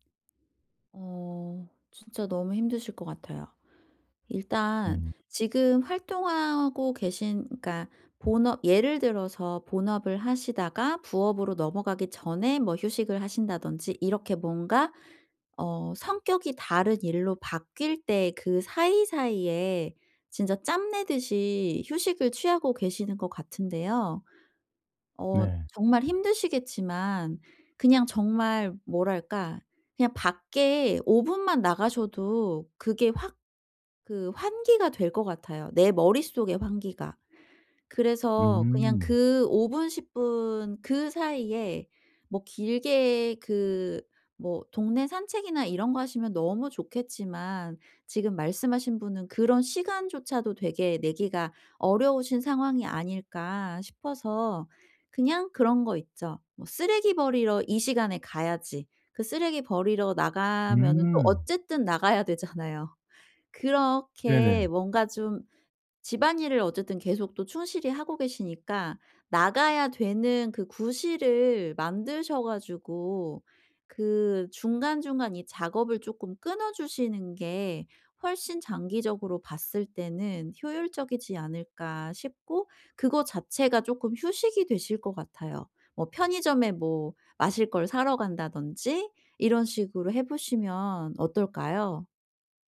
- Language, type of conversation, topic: Korean, advice, 일상에서 더 자주 쉴 시간을 어떻게 만들 수 있을까요?
- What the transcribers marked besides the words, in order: other background noise; laughing while speaking: "나가야 되잖아요"